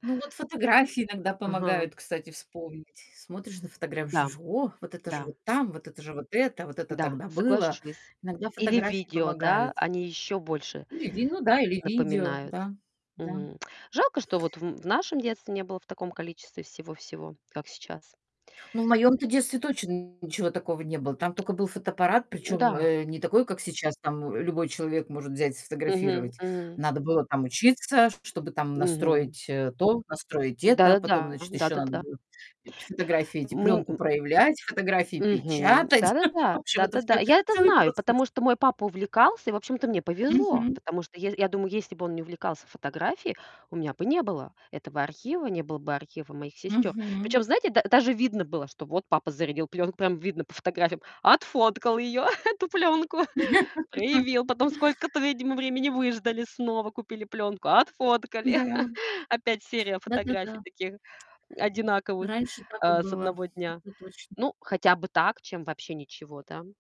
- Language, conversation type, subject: Russian, unstructured, Какие моменты из прошлого ты хотел бы пережить снова?
- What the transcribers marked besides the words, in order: static; other background noise; distorted speech; other noise; tapping; chuckle; laughing while speaking: "В общем, это всё"; laugh; laughing while speaking: "эту плёнку"; chuckle